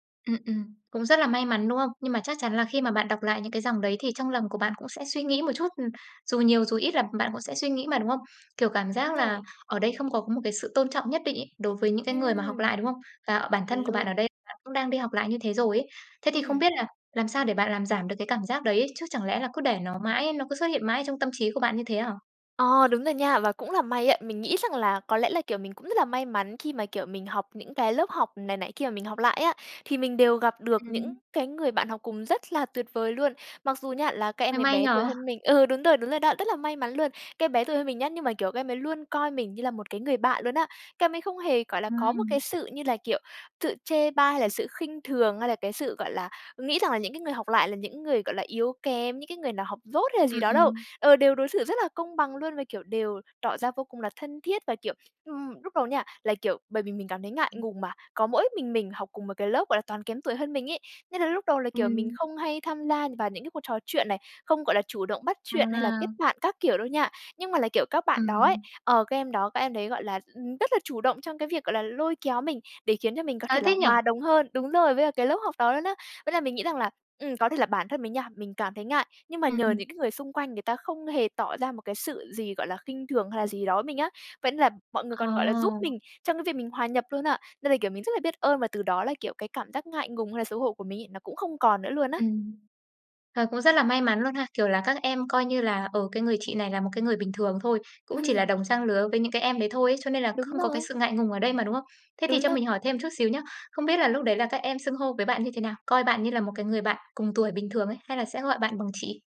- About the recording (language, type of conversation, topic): Vietnamese, podcast, Bạn có cách nào để bớt ngại hoặc xấu hổ khi phải học lại trước mặt người khác?
- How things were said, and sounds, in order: tapping; other background noise